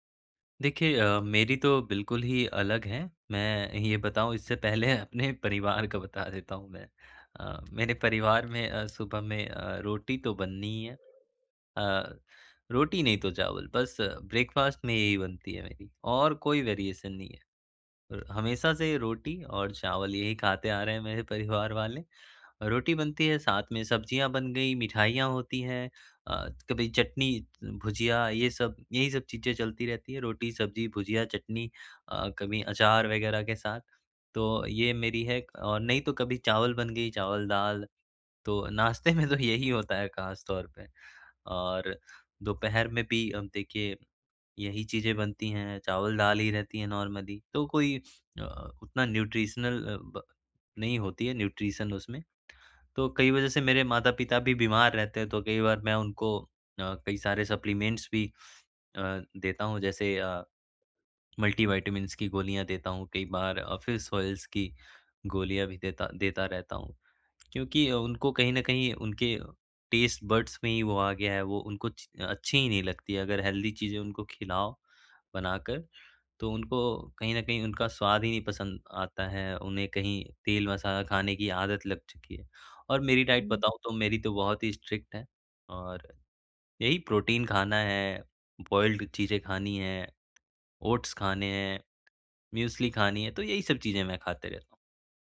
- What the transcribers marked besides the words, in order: laughing while speaking: "इससे पहले अपने परिवार का बता देता हूँ मैं"; in English: "ब्रेकफास्ट"; in English: "वेरिएशन"; in English: "नॉर्मली"; in English: "न्यूट्रिशनल"; in English: "न्यूट्रिशन"; in English: "सप्लीमेंट्स"; in English: "फिश ऑयल्स"; in English: "टेस्ट बड्स"; in English: "हेल्दी"; in English: "डाइट"; in English: "स्ट्रिक्ट"; in English: "बॉइल्ड़"; in English: "ओट्स"
- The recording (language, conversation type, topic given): Hindi, advice, परिवार के खाने की पसंद और अपने आहार लक्ष्यों के बीच मैं संतुलन कैसे बना सकता/सकती हूँ?